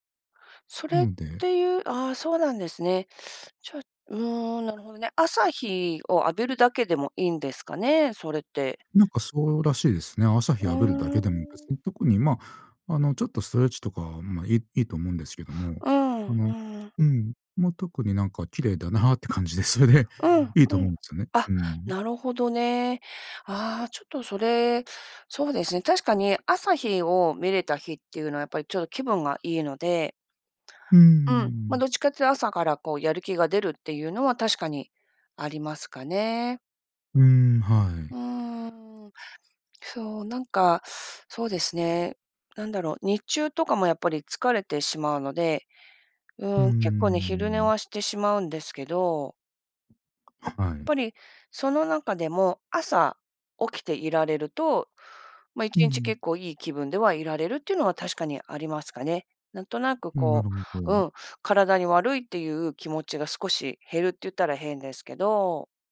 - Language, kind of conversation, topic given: Japanese, advice, 生活リズムが乱れて眠れず、健康面が心配なのですがどうすればいいですか？
- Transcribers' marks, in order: laughing while speaking: "感じで、それで"; other noise